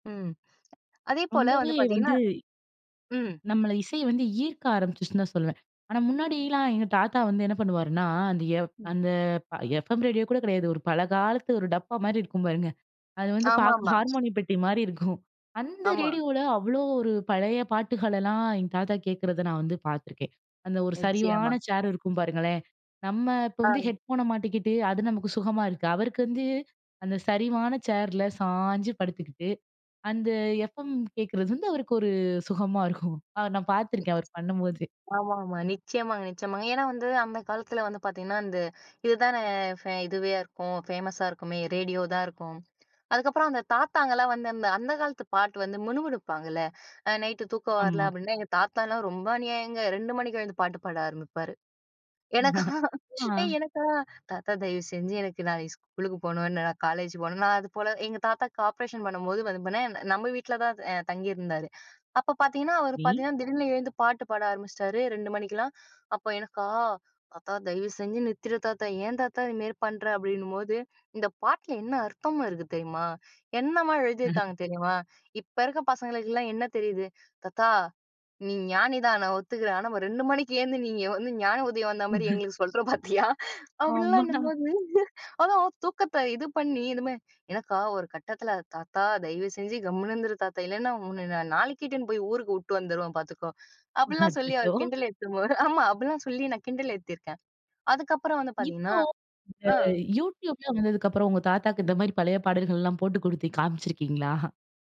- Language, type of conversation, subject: Tamil, podcast, இணையம் வந்த பிறகு நீங்கள் இசையைத் தேடும் முறை எப்படி மாறியது?
- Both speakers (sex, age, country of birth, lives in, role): female, 20-24, India, India, guest; female, 25-29, India, India, host
- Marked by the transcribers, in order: tapping; in English: "ஹெட்ஃபோன"; other background noise; in English: "ஃபேமஸா"; laughing while speaking: "எனக்கா?"; laugh; laugh; laughing while speaking: "எங்களுக்கு சொல்ற பார்த்தியா?"; laughing while speaking: "ஆமா"; laugh; laughing while speaking: "அச்சச்சோ!"; chuckle